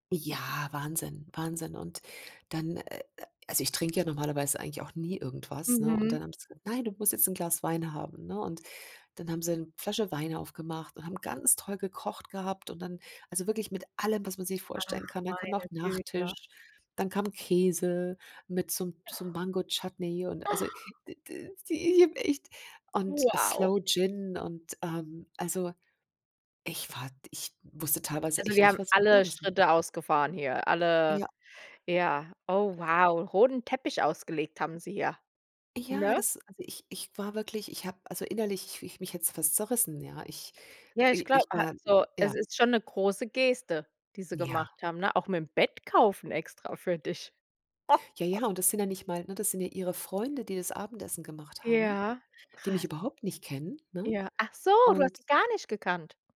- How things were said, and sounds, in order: other noise; groan; stressed: "Wow"; chuckle
- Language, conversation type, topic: German, podcast, Wer hat dir auf Reisen die größte Gastfreundschaft gezeigt?